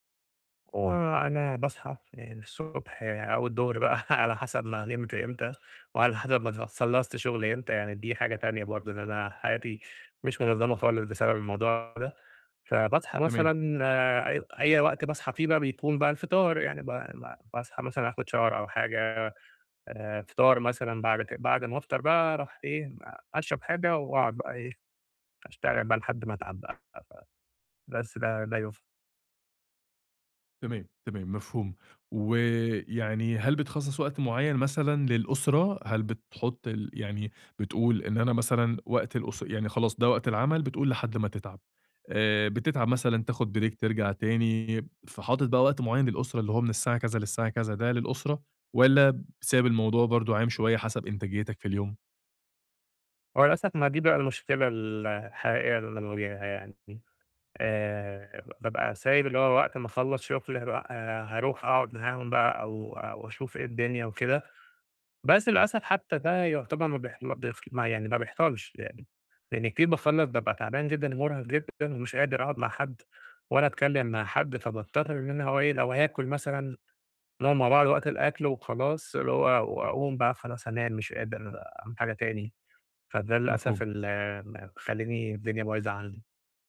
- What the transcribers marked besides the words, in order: laughing while speaking: "بقى"; tapping; in English: "shower"; other background noise; unintelligible speech
- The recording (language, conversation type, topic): Arabic, advice, إزاي بتعاني من إن الشغل واخد وقتك ومأثر على حياتك الشخصية؟